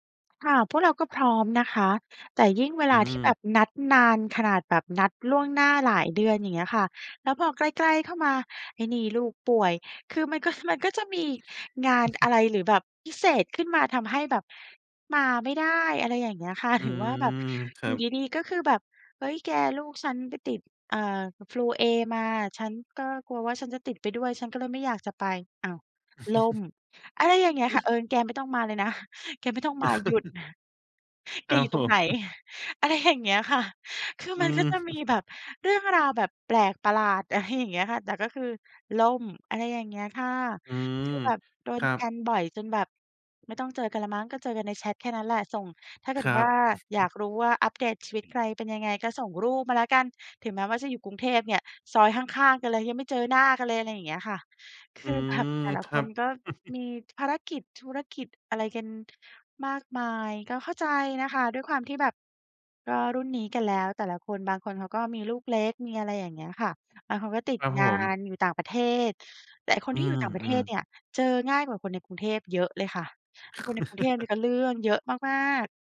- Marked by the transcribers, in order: other background noise; laughing while speaking: "ก็"; chuckle; laughing while speaking: "หรือ"; chuckle; other noise; laugh; chuckle; laughing while speaking: "ไหน"; chuckle; chuckle; chuckle; tapping; laughing while speaking: "แบบ"; chuckle; chuckle
- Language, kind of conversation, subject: Thai, advice, เพื่อนของฉันชอบยกเลิกนัดบ่อยจนฉันเริ่มเบื่อหน่าย ควรทำอย่างไรดี?